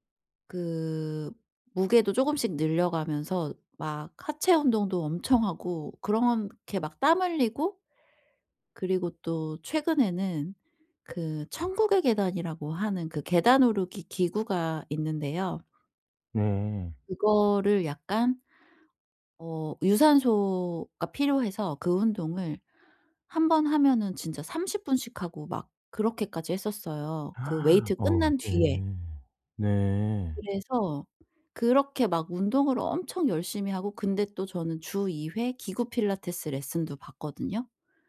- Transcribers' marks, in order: gasp; tapping
- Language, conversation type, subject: Korean, advice, 왜 저는 물건에 감정적으로 집착하게 될까요?